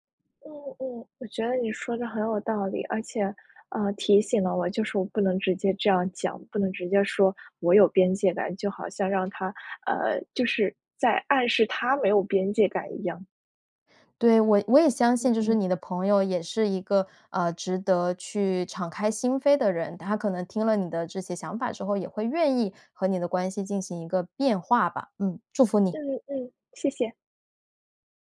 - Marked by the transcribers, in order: none
- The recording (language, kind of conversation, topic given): Chinese, advice, 当朋友过度依赖我时，我该如何设定并坚持界限？